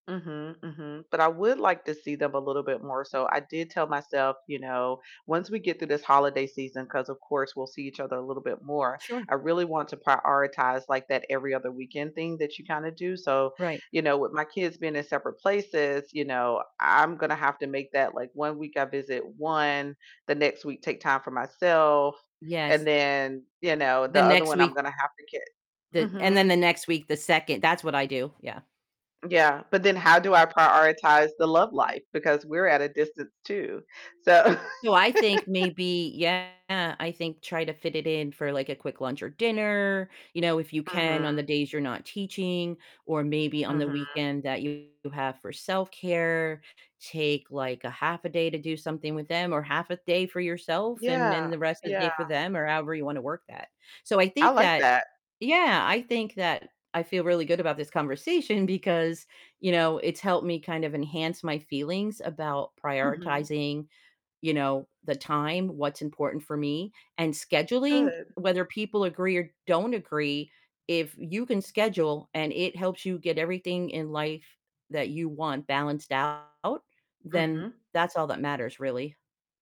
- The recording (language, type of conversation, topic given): English, unstructured, How do you balance competing priorities like social life, sleep, and training plans?
- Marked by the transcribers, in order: laughing while speaking: "so"; laugh; distorted speech; background speech; laughing while speaking: "because"; tapping